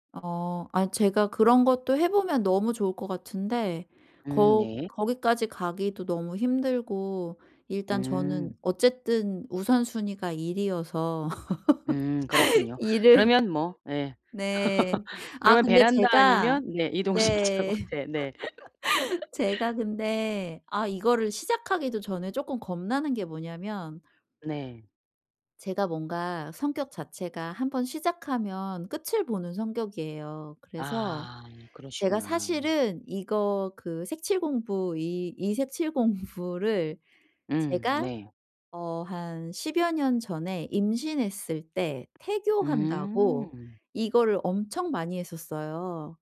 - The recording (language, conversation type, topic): Korean, advice, 일과 취미의 균형을 어떻게 잘 맞출 수 있을까요?
- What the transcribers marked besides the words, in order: other background noise; laugh; laugh; laughing while speaking: "이동식 작업대에"; laugh; laughing while speaking: "공부를"; tapping